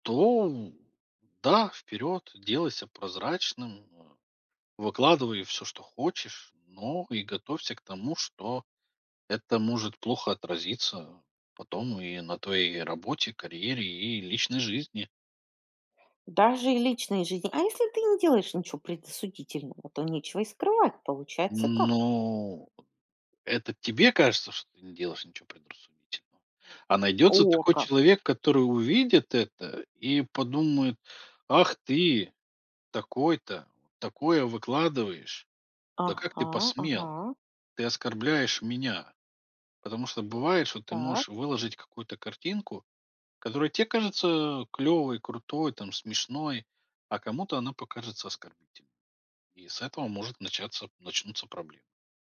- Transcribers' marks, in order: none
- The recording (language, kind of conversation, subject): Russian, podcast, Как уберечь личные данные в соцсетях?